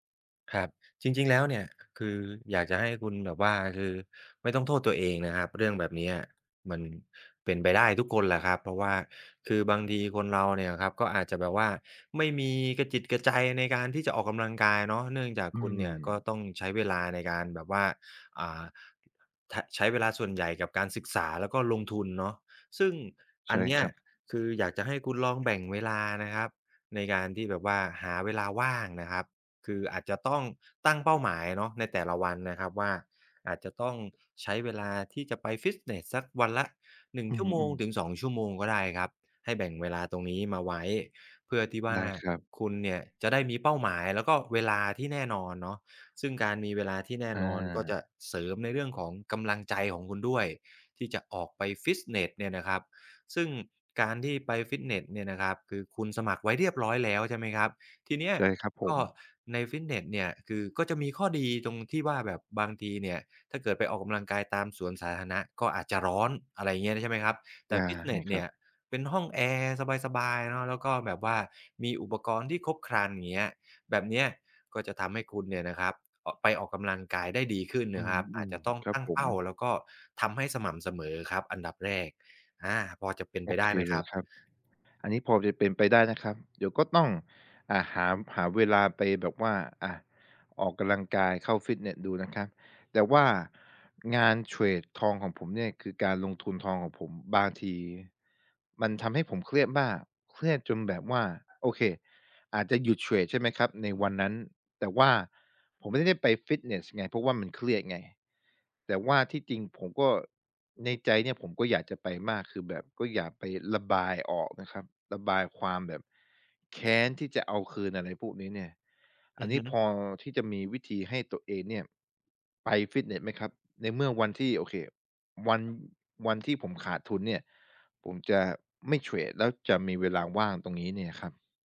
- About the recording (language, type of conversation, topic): Thai, advice, เมื่อฉันยุ่งมากจนไม่มีเวลาไปฟิตเนส ควรจัดสรรเวลาออกกำลังกายอย่างไร?
- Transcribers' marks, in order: other background noise; tapping; unintelligible speech; "ออกกำลังกาย" said as "ออกกำลันกาย"; "ออกกำลังกาย" said as "ออกกะลังกาย"